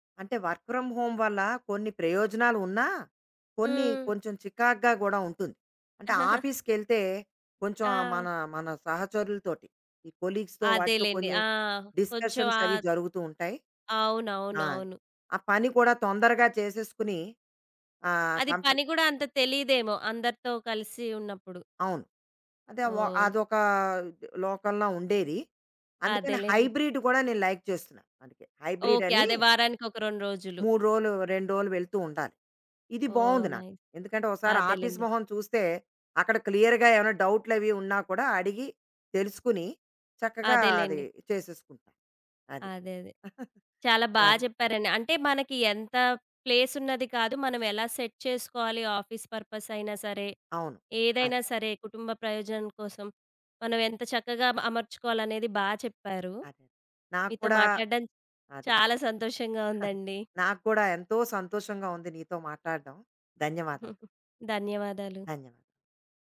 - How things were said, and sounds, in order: in English: "వర్క్ ఫ్రమ్ హోమ్"; chuckle; in English: "ఆఫీస్‌కెళ్తే"; in English: "కొలీగ్స్‌తో"; in English: "డిస్కషన్స్"; in English: "కంపెనీ"; in English: "హైబ్రిడ్"; in English: "లైక్"; in English: "నైస్"; in English: "ఆఫీస్"; in English: "క్లియర్‌గా"; chuckle; in English: "ప్లేస్"; in English: "సెట్"; in English: "ఆఫీస్ పర్పస్"; chuckle; giggle
- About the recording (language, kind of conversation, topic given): Telugu, podcast, ఒక చిన్న అపార్ట్‌మెంట్‌లో హోమ్ ఆఫీస్‌ను ఎలా ప్రయోజనకరంగా ఏర్పాటు చేసుకోవచ్చు?